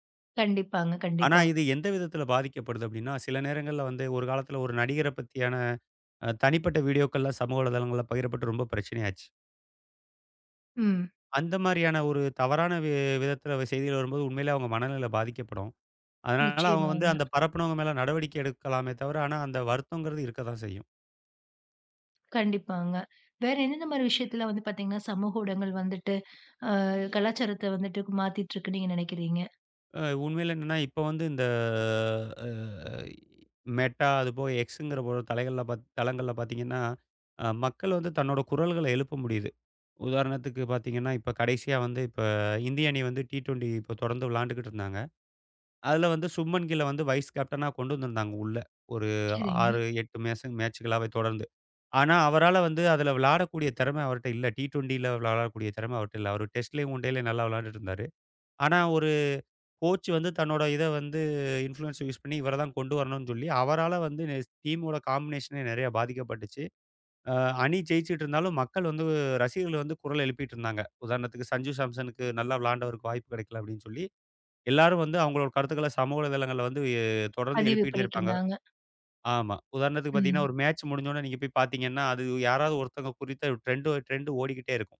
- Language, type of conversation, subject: Tamil, podcast, சமூக ஊடகங்கள் எந்த அளவுக்கு கலாச்சாரத்தை மாற்றக்கூடும்?
- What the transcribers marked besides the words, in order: "ஊடகங்கள்" said as "ஊடங்கள்"; drawn out: "இந்த அ"; in English: "மெட்டா"; in English: "எக்ஸ்ங்கிற"; in English: "டி-டுவென்டி"; in English: "வைஸ் கேப்டனா"; in English: "மேச்சுகளாவே"; in English: "டி-டுவென்டில"; in English: "டெஸ்ட்லயும், ஒன் டேலயும்"; in English: "கோச்"; in English: "இன்ஃபுளூயென்ஸ யூஸ்"; in English: "டீமோட காம்பிநேஷனே"; in English: "மேட்ச்"; in English: "டிரெண்ட் டிரெண்டு"